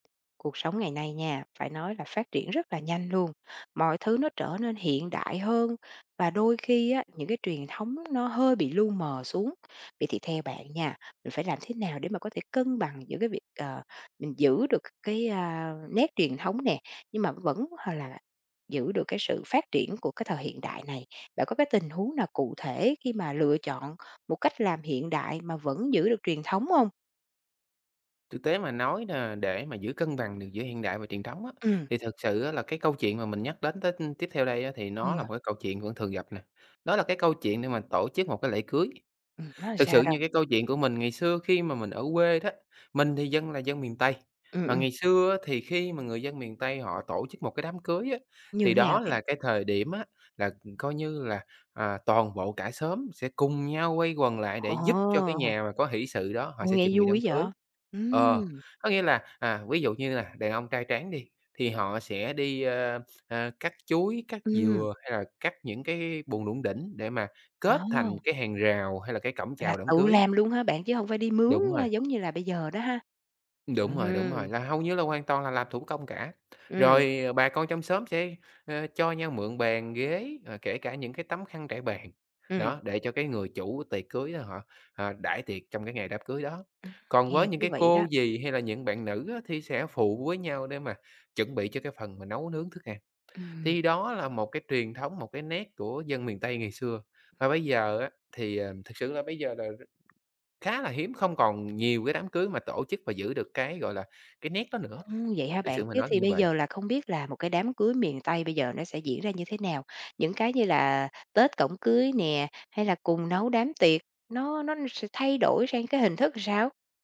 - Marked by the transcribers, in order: tapping; laughing while speaking: "Ồ!"; other background noise; "làm" said as "ừn"
- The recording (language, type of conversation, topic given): Vietnamese, podcast, Làm sao bạn cân bằng giữa hiện đại và truyền thống trong cuộc sống?